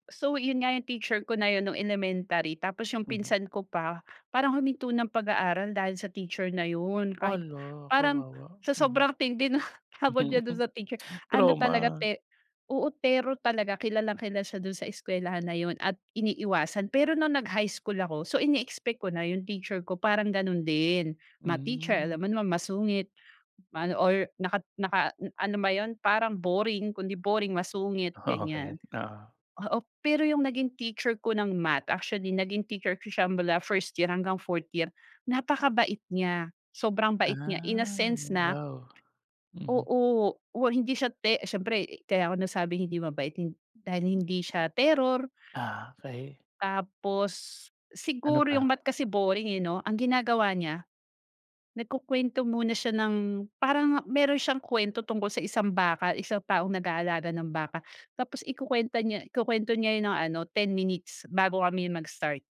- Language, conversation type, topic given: Filipino, podcast, Sino ang guro na hindi mo kailanman makakalimutan, at ano ang sinabi niya na tumatak sa iyo?
- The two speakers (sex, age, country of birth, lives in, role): female, 35-39, Philippines, Finland, guest; male, 30-34, Philippines, Philippines, host
- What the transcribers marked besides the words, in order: chuckle; other background noise